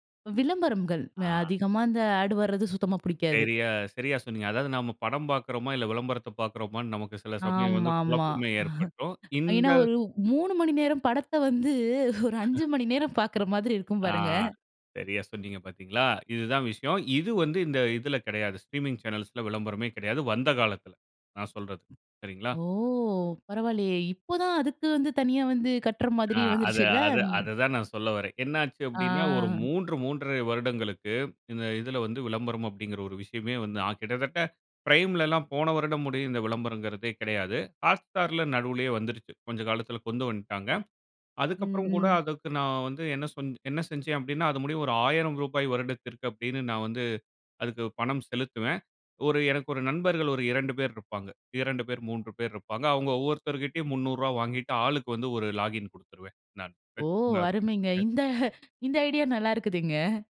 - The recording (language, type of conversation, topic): Tamil, podcast, ஸ்ட்ரீமிங் சேனல்களும் தொலைக்காட்சியும் எவ்வாறு வேறுபடுகின்றன?
- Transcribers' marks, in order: in English: "ஆட்"; laughing while speaking: "ஏன்னா ஒரு மூணு மணி நேரம் … மாதிரி இருக்கும் பாருங்க"; laugh; in English: "ஸ்ட்ரீமிங்"; other noise; in English: "பிரைம்லலாம்"; other background noise; in English: "லாகின்"; laughing while speaking: "ஓ! அருமைங்க இந்த இந்த ஐடியா நல்லா இருக்குதுங்க"; unintelligible speech